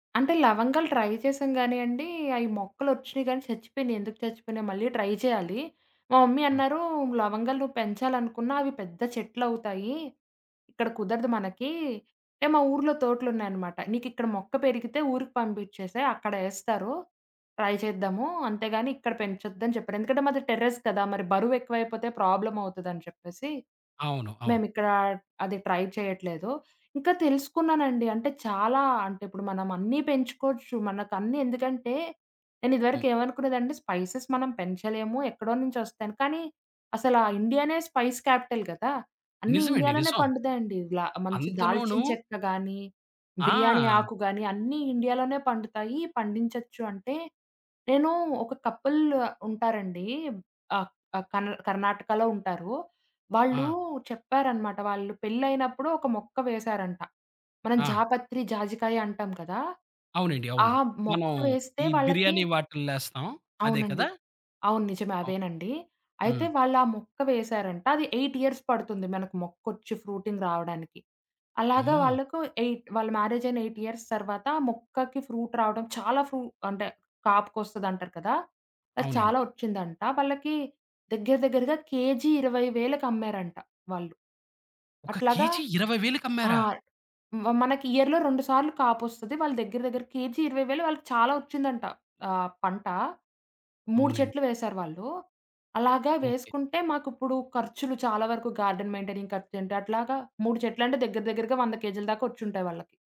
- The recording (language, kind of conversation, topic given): Telugu, podcast, హాబీలు మీ ఒత్తిడిని తగ్గించడంలో ఎలా సహాయపడతాయి?
- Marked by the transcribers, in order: in English: "ట్రై"; in English: "ట్రై"; in English: "మమ్మీ"; in English: "ట్రై"; in English: "టెర్రస్"; in English: "ప్రాబ్లమ్"; in English: "ట్రై"; in English: "స్పైసెస్"; in English: "స్పైస్ క్యాపిటల్"; in English: "కపుల్"; in English: "ఎయిట్ ఇయర్స్"; in English: "ఫ్రూటింగ్"; in English: "ఎయిట్"; in English: "మ్యారేజ్"; in English: "ఫ్రూట్"; in English: "ఇయర్‌లో"; in English: "గార్డెన్ మెయింటైనింగ్"